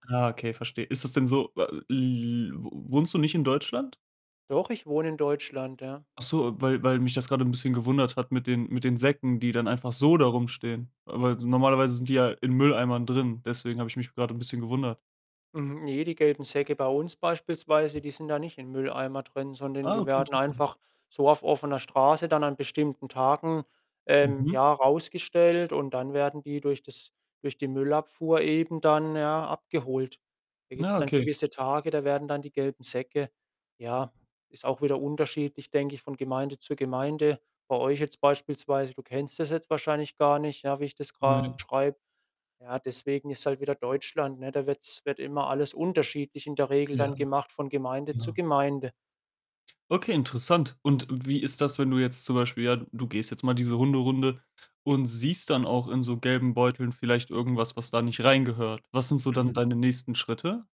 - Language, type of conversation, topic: German, podcast, Wie gelingt richtiges Recycling im Alltag, ohne dass man dabei den Überblick verliert?
- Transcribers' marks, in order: stressed: "so"; other background noise; tapping; distorted speech; static